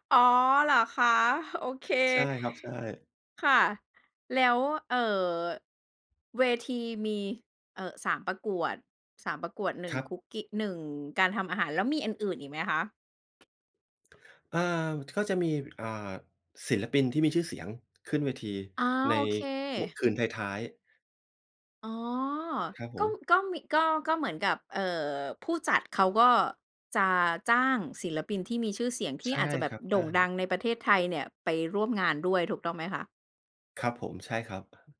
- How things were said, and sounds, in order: tapping
- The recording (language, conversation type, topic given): Thai, podcast, คุณช่วยเล่าเรื่องเทศกาลในชุมชนที่คุณชอบให้ฟังได้ไหม?